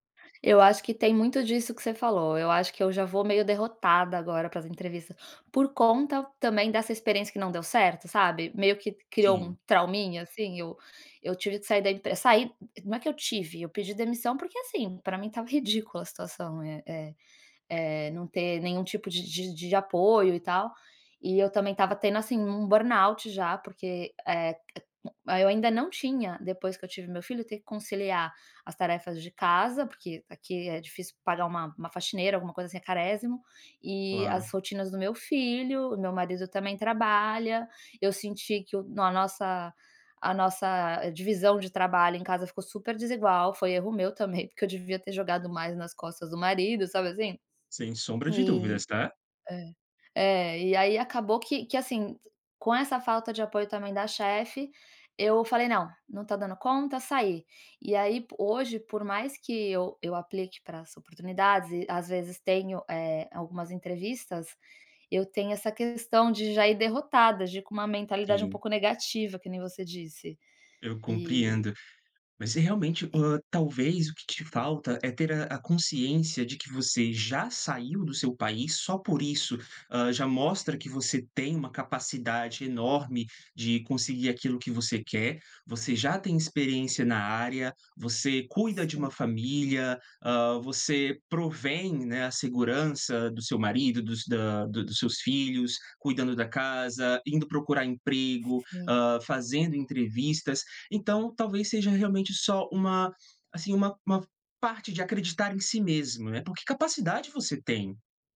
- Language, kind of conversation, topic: Portuguese, advice, Como lidar com a insegurança antes de uma entrevista de emprego?
- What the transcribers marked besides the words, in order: in English: "burnout"; chuckle; other background noise; tapping